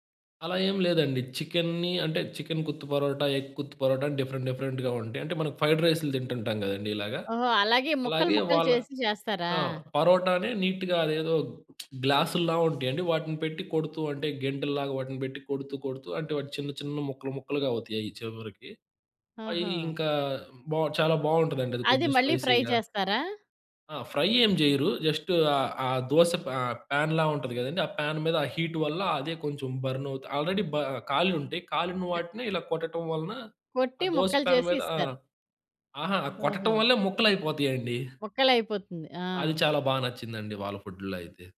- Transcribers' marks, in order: in English: "డిఫరెంట్ డిఫరెంట్‌గా"; in English: "ఫ్రైడ్"; in English: "నీట్‌గా"; lip smack; in English: "స్పైసీగా"; in English: "ఫ్రై"; in English: "ఫ్రై"; in English: "ప్యాన్‌లా"; in English: "ప్యాన్"; in English: "హీట్"; in English: "ఆల్రెడీ"; other background noise; in English: "ప్యాన్"
- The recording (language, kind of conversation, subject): Telugu, podcast, వేరొక నగరానికి వెళ్లి అక్కడ స్థిరపడినప్పుడు మీకు ఎలా అనిపించింది?